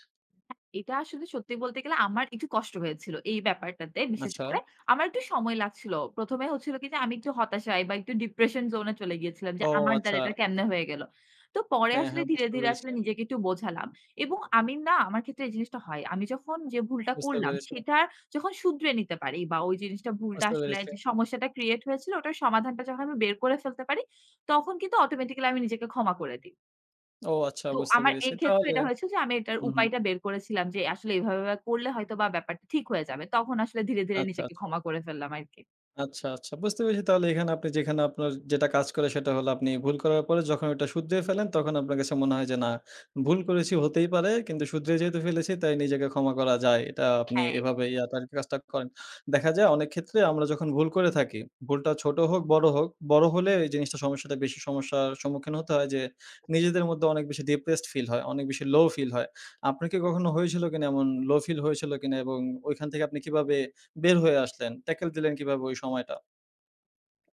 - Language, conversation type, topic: Bengali, podcast, আপনার কি কখনও এমন অভিজ্ঞতা হয়েছে, যখন আপনি নিজেকে ক্ষমা করতে পেরেছেন?
- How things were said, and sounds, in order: other background noise; tapping